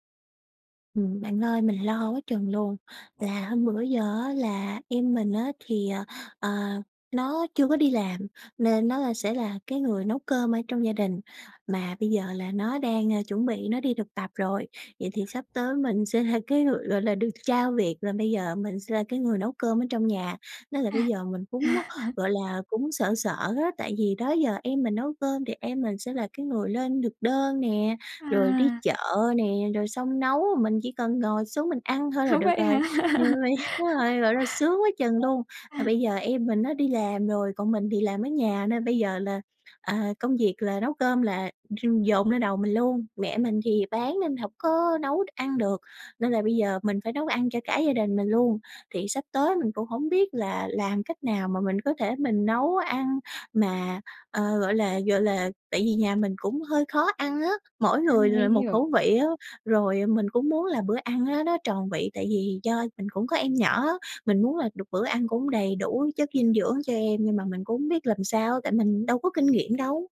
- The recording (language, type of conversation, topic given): Vietnamese, advice, Làm sao để cân bằng dinh dưỡng trong bữa ăn hằng ngày một cách đơn giản?
- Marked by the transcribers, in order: tapping; other background noise; laughing while speaking: "cái"; laughing while speaking: "À, à"; laughing while speaking: "Rồi"; laughing while speaking: "hả?"; laugh